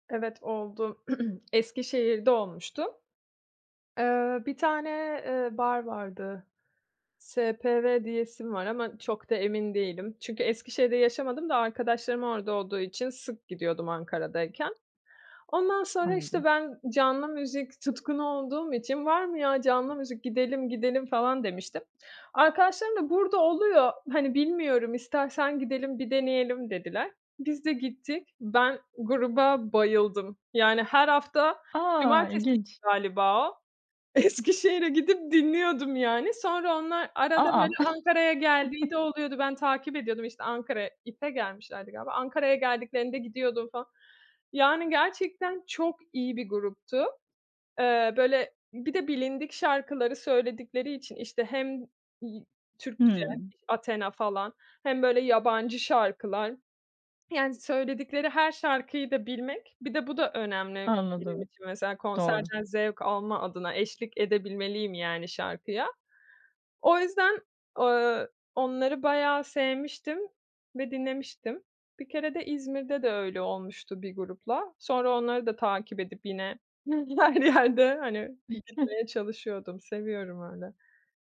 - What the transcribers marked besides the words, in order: throat clearing; laughing while speaking: "Eskişehir'e gidip dinliyordum, yani"; other background noise; chuckle; tapping; laughing while speaking: "her yerde"; chuckle
- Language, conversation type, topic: Turkish, podcast, Canlı müzik deneyimleri müzik zevkini nasıl etkiler?